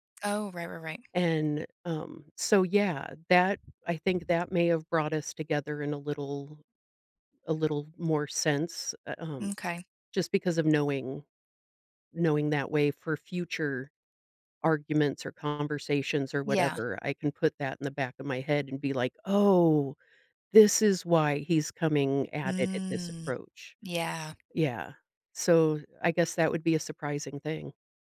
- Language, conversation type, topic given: English, unstructured, How has conflict unexpectedly brought people closer?
- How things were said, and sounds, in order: tapping; other background noise